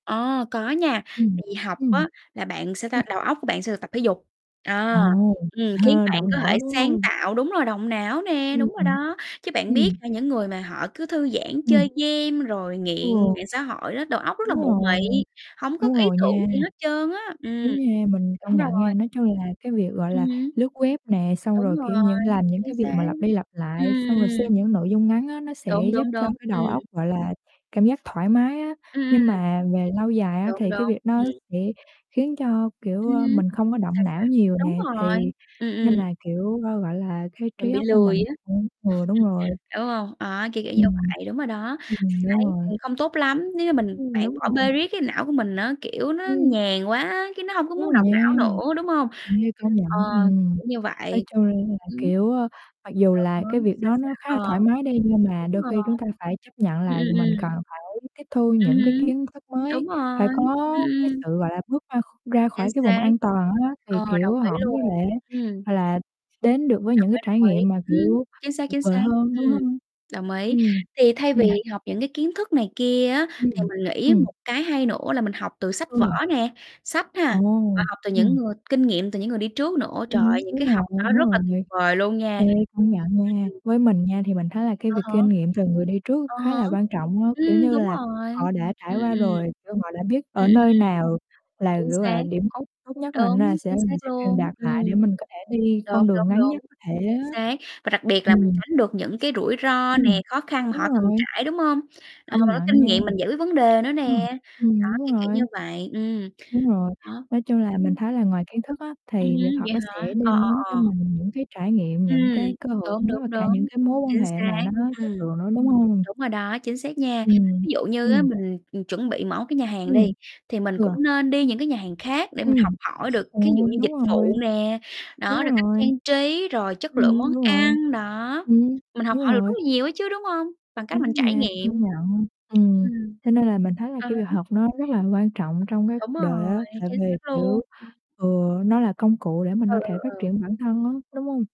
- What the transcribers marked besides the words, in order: static; other background noise; chuckle; tapping; chuckle; distorted speech
- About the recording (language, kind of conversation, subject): Vietnamese, unstructured, Bạn nghĩ việc học có giúp thay đổi cuộc sống không?